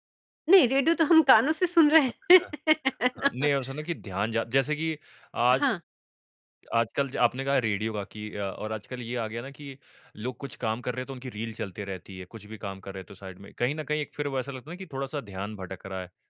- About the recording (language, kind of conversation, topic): Hindi, podcast, क्या कोई ऐसी रुचि है जिसने आपकी ज़िंदगी बदल दी हो?
- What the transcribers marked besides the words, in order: laugh; laughing while speaking: "है ना?"; in English: "साइड"